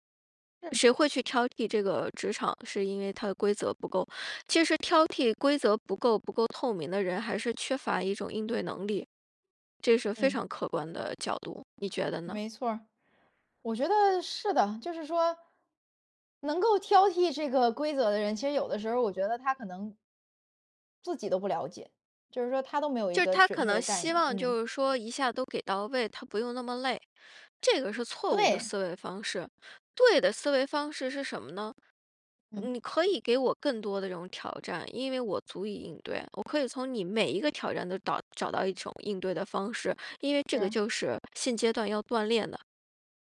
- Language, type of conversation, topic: Chinese, podcast, 怎么在工作场合表达不同意见而不失礼？
- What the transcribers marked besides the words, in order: none